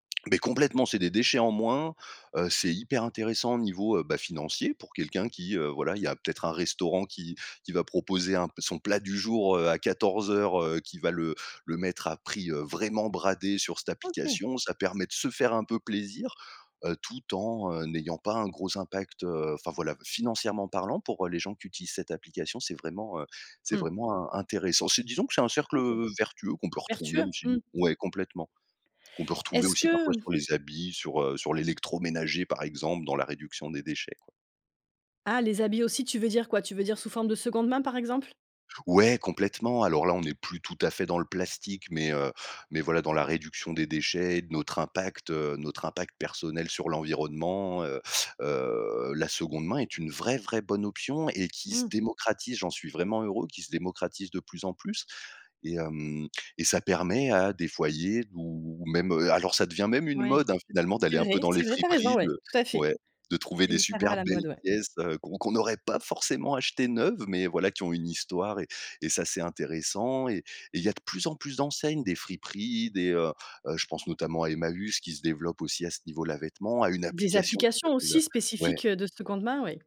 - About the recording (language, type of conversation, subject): French, podcast, Comment peut-on réduire les déchets plastiques au quotidien, selon toi ?
- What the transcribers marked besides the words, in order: stressed: "vraiment"